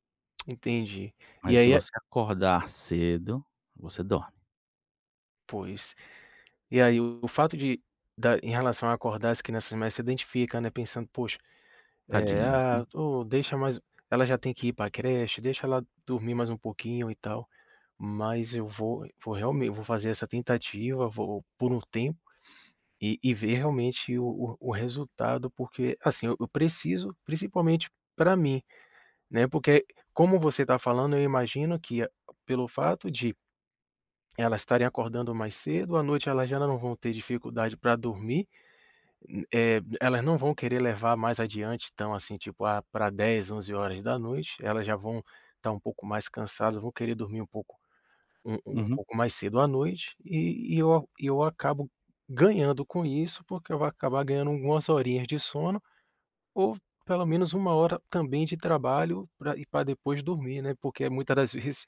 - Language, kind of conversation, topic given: Portuguese, advice, Como posso manter um horário de sono regular?
- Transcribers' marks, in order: tapping